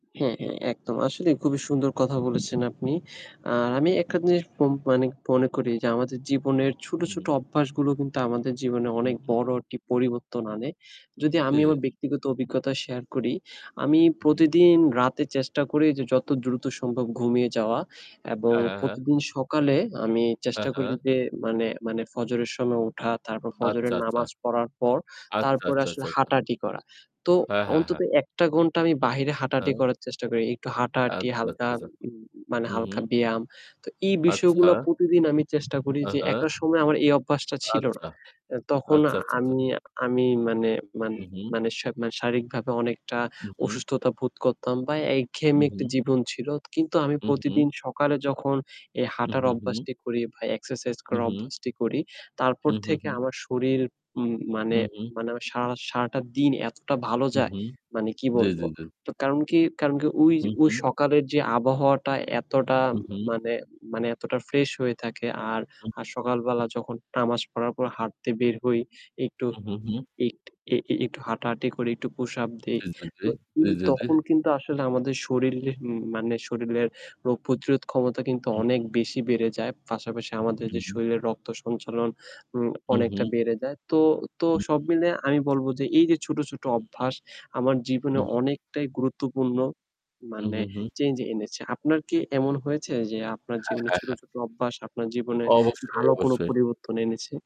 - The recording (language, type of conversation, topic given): Bengali, unstructured, দৈনন্দিন জীবনে ভালো অভ্যাস গড়ে তুলতে কী কী বিষয় গুরুত্বপূর্ণ?
- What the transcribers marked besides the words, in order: static; "একটি" said as "এট্টি"; "বোধ" said as "ভুধ"; tapping; in English: "push up"; "শরীর" said as "শরীল"; distorted speech; "শরীরের" said as "শরীলের"